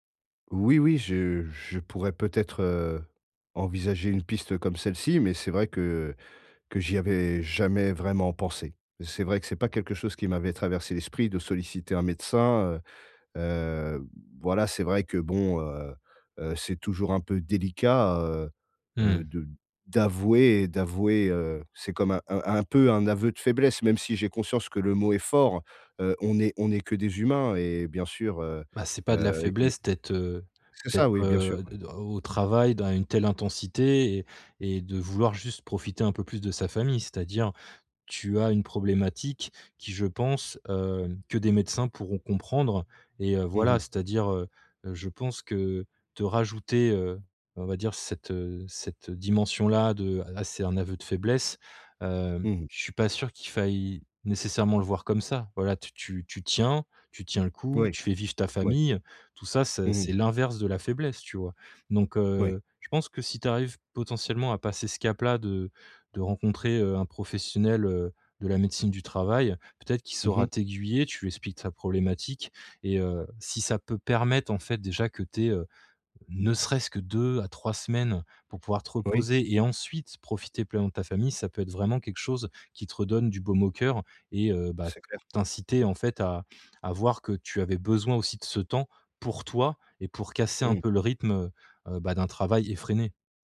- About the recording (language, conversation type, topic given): French, advice, Comment gérer la culpabilité liée au déséquilibre entre vie professionnelle et vie personnelle ?
- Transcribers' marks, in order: tapping; stressed: "ensuite"